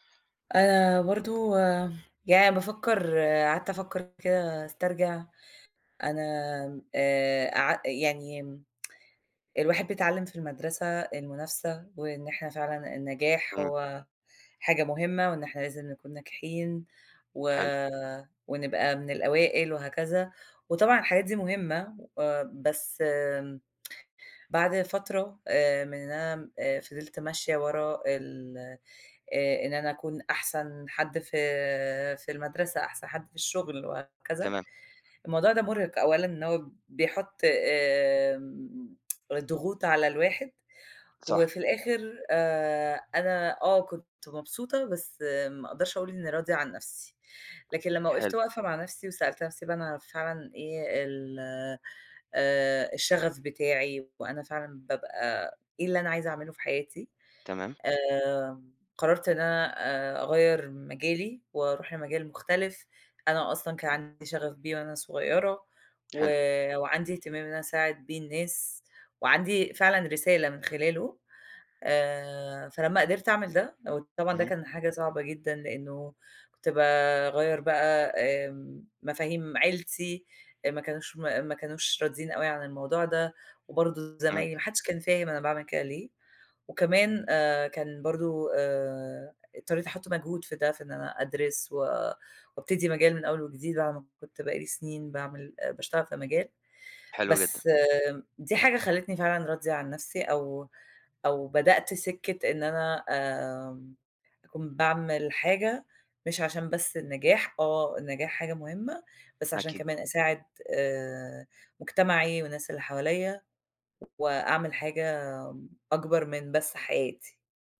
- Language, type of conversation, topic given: Arabic, unstructured, إيه اللي بيخلّيك تحس بالرضا عن نفسك؟
- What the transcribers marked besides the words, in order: tsk; tsk; tsk; tapping